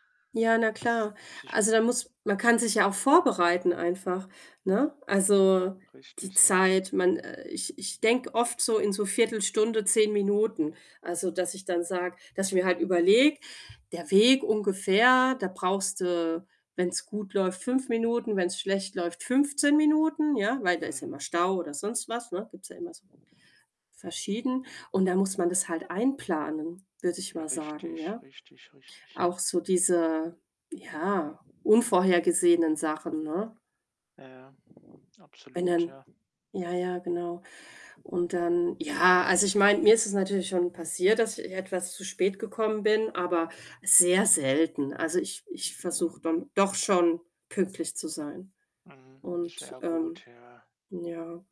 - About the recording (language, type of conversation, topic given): German, unstructured, Wie stehst du zu Menschen, die ständig zu spät kommen?
- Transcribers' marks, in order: unintelligible speech; other background noise; static